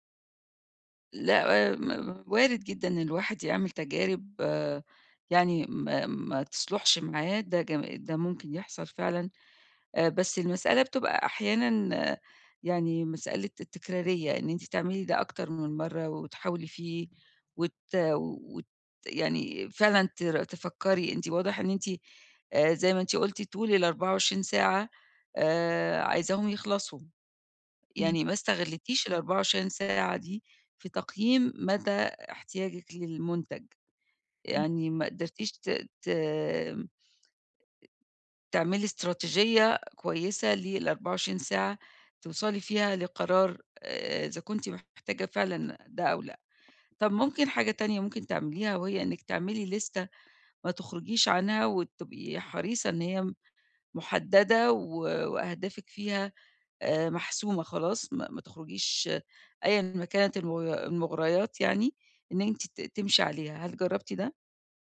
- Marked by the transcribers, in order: tapping; in English: "ليستة"
- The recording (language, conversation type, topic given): Arabic, advice, إزاي أفرق بين الحاجة الحقيقية والرغبة اللحظية وأنا بتسوق وأتجنب الشراء الاندفاعي؟